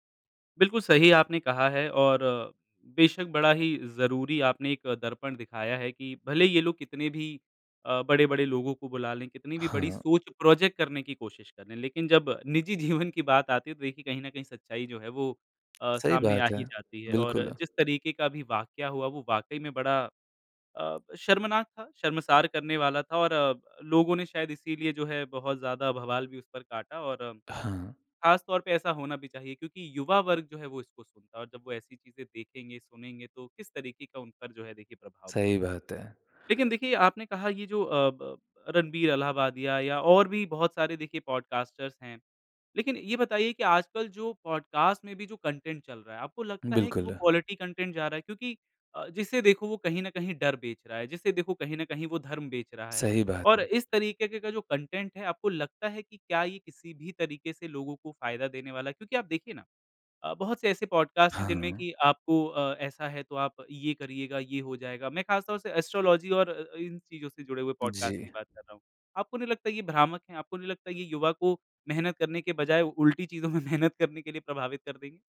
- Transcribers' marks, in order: in English: "प्रोजेक्ट"; laughing while speaking: "जीवन"; other background noise; in English: "पॉडकास्टर्स"; in English: "पॉडकास्ट"; in English: "कंटेंट"; in English: "क्वालिटी कंटेंट"; in English: "कंटेंट"; in English: "पॉडकास्ट"; in English: "एस्ट्रोलॉजी"; in English: "पॉडकास्ट"; laughing while speaking: "में मेहनत"
- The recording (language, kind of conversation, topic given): Hindi, podcast, इन्फ्लुएंसर संस्कृति ने हमारी रोज़मर्रा की पसंद को कैसे बदल दिया है?